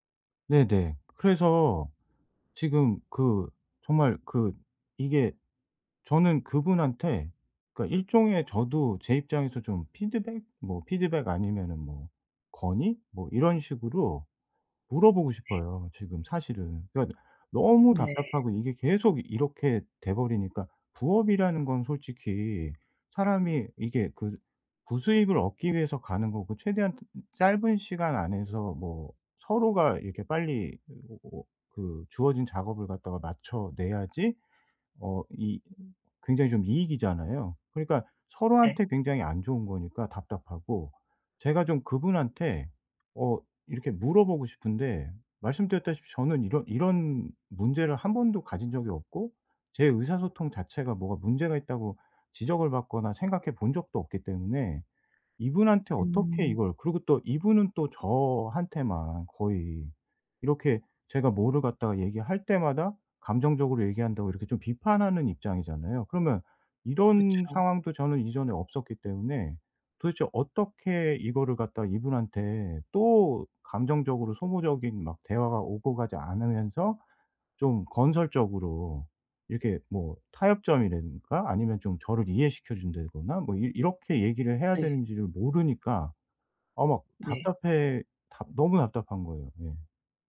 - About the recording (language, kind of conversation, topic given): Korean, advice, 감정이 상하지 않도록 상대에게 건설적인 피드백을 어떻게 말하면 좋을까요?
- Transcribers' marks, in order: tapping; other background noise